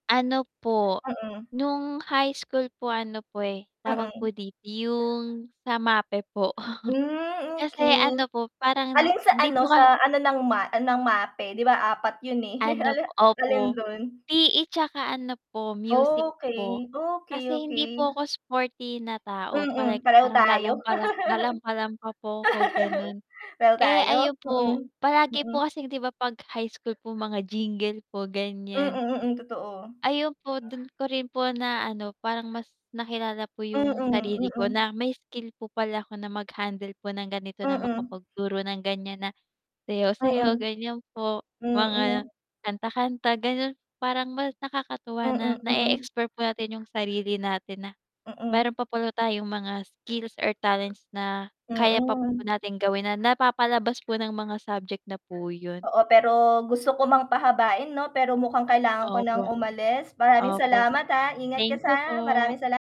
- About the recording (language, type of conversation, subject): Filipino, unstructured, Ano ang paborito mong asignatura noon?
- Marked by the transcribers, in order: static; "dito" said as "diti"; other background noise; chuckle; tapping; chuckle; laugh